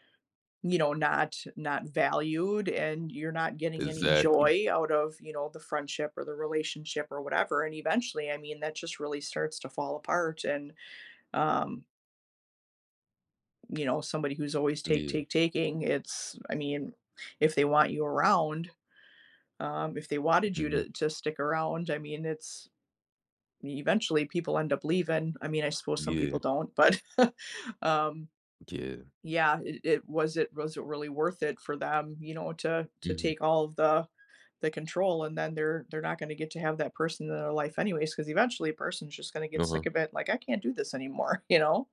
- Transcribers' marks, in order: chuckle; other background noise; laughing while speaking: "you know?"
- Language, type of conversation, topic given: English, unstructured, When did you have to compromise with someone?
- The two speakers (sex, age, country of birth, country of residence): female, 45-49, United States, United States; male, 20-24, United States, United States